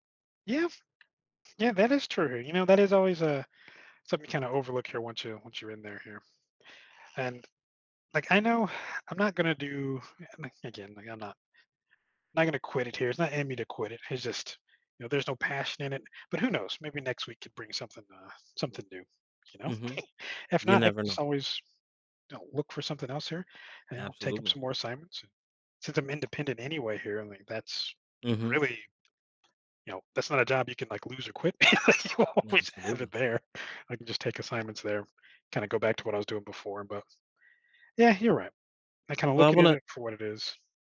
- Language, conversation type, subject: English, advice, How can I find meaning in my job?
- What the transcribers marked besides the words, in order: tapping; other background noise; chuckle; laugh; laughing while speaking: "You always"